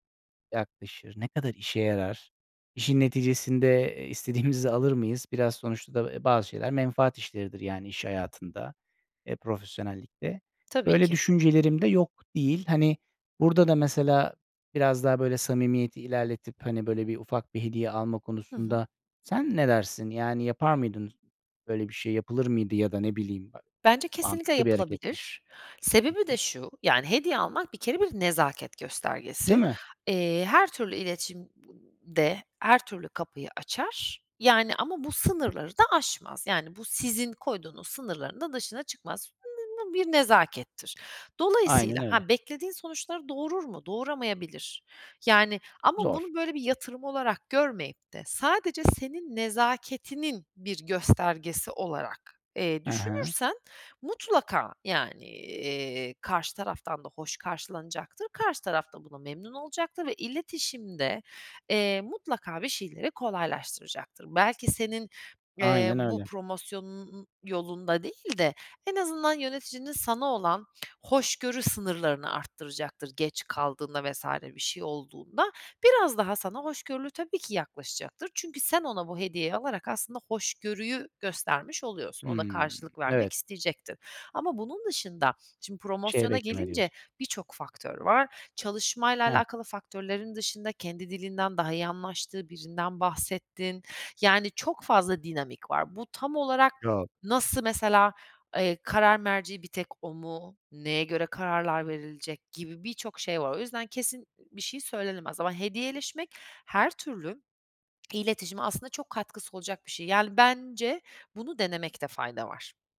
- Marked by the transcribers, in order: other noise; tapping; swallow
- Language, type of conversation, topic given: Turkish, advice, Zor bir patronla nasıl sağlıklı sınırlar koyup etkili iletişim kurabilirim?